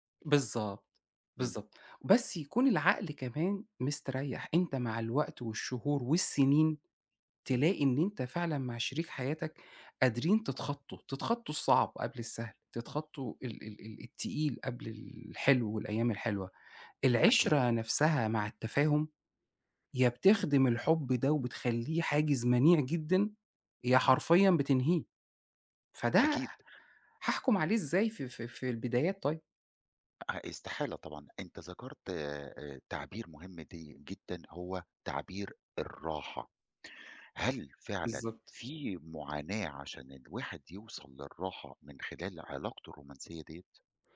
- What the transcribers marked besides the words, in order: tapping
- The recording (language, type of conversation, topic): Arabic, podcast, إزاي بتعرف إن ده حب حقيقي؟